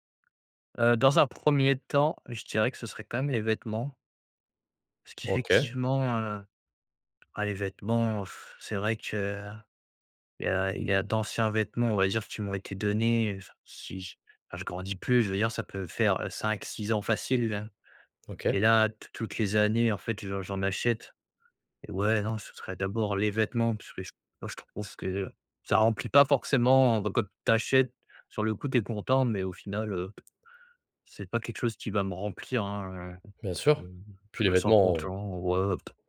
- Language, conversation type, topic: French, advice, Comment adopter le minimalisme sans avoir peur de manquer ?
- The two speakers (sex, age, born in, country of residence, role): male, 25-29, France, France, user; male, 30-34, France, France, advisor
- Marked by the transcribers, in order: other background noise; exhale